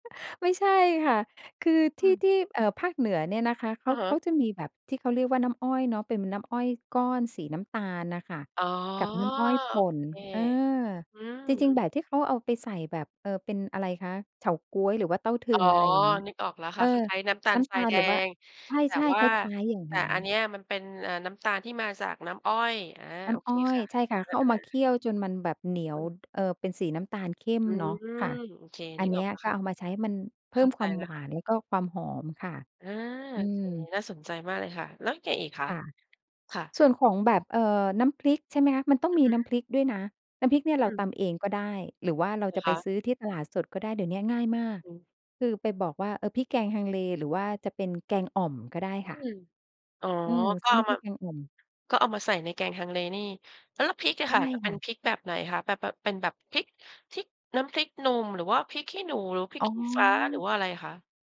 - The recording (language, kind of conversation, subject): Thai, podcast, คุณมีเมนูนี้ที่ทำให้คิดถึงบ้านหรือคุณย่าคุณยาย พร้อมบอกวิธีทำแบบคร่าวๆ ได้ไหม?
- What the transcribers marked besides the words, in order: chuckle; other background noise; drawn out: "อ๋อ"; tapping; other noise